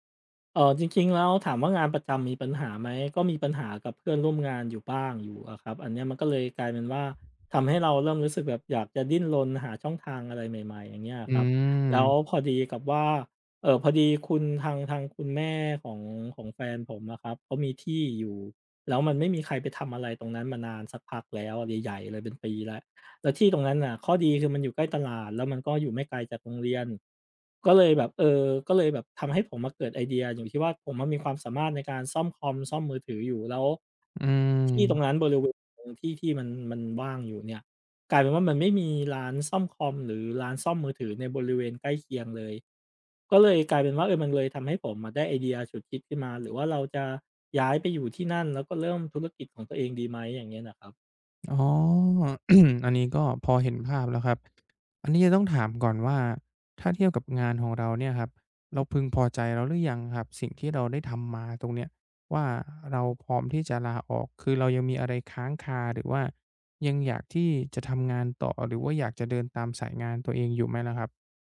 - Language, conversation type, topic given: Thai, advice, คุณควรลาออกจากงานที่มั่นคงเพื่อเริ่มธุรกิจของตัวเองหรือไม่?
- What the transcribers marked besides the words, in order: other background noise; wind; drawn out: "อืม"; drawn out: "อืม"; unintelligible speech; throat clearing; tapping